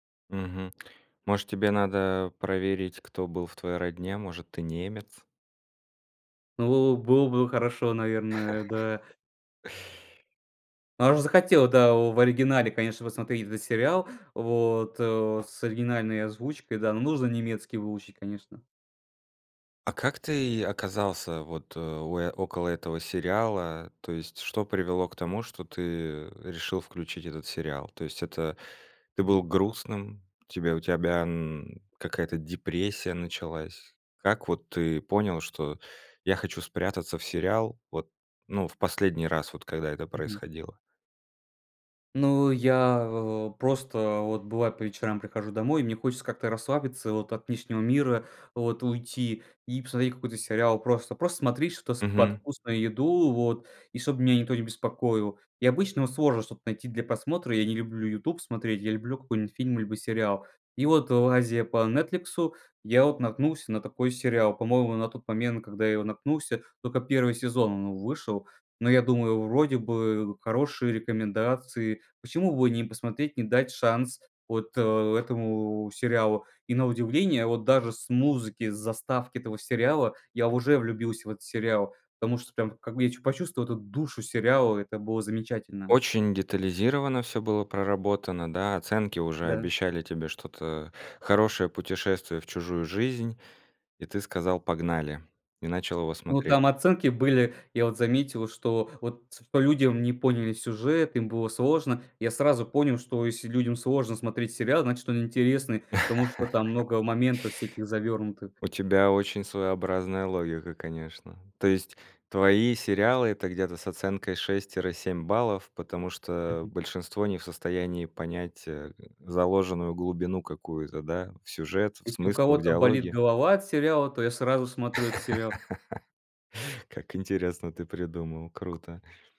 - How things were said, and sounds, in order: chuckle; tapping; laugh; laugh
- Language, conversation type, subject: Russian, podcast, Какой сериал стал для тебя небольшим убежищем?